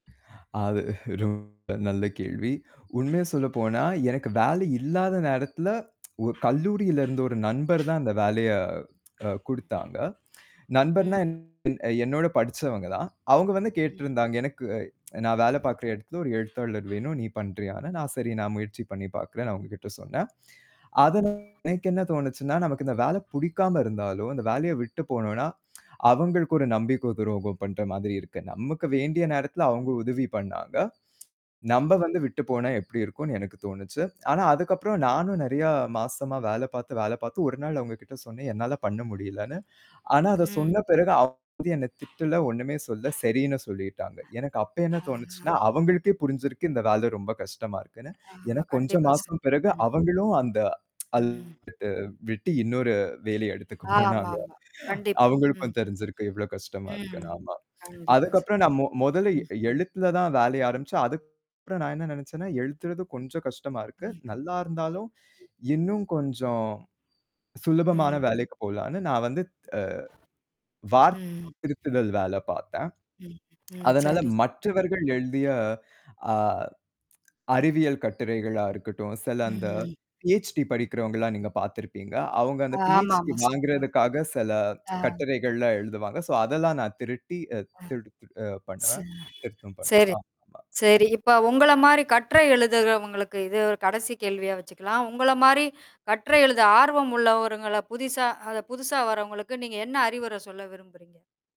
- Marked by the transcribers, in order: distorted speech; mechanical hum; tsk; tsk; other noise; tsk; tsk; static; lip smack; lip smack; unintelligible speech; unintelligible speech; tsk; laughing while speaking: "எடுத்துக்க போனாங்க"; tapping; tsk; unintelligible speech; other background noise; swallow; tsk; in English: "ஸோ"; "திரட்டி" said as "திருட்டி"; horn; "எழுதுறவங்களுக்கு" said as "எழுதுகவங்களுக்கு"; "உள்ளவங்கள" said as "உள்ளவருங்கள"; "புதுசா" said as "புதிசா"
- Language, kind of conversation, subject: Tamil, podcast, உங்களுடைய முதல் வேலை அனுபவம் எப்படி இருந்தது?
- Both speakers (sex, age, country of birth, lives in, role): female, 40-44, India, India, host; male, 25-29, India, India, guest